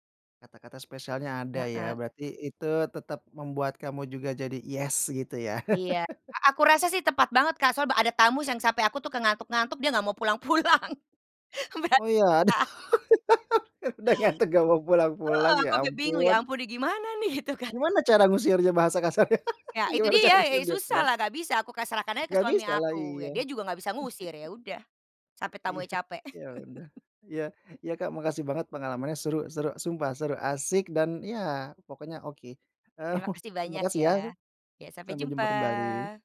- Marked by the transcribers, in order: chuckle; laughing while speaking: "pulang-pulang. Betah"; chuckle; unintelligible speech; laughing while speaking: "aduh. Udah ngantuk enggak mau pulang-pulang"; laugh; chuckle; laughing while speaking: "Gitu kan"; laughing while speaking: "kasarnya, gimana caranya? Aduh, ya Tuhan"; laugh; tapping; laugh; laughing while speaking: "Iya"; chuckle; laughing while speaking: "Eee, mo"
- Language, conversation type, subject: Indonesian, podcast, Bagaimana cara menyiasati tamu dengan preferensi makanan yang berbeda-beda?
- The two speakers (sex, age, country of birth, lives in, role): female, 50-54, Indonesia, Netherlands, guest; male, 30-34, Indonesia, Indonesia, host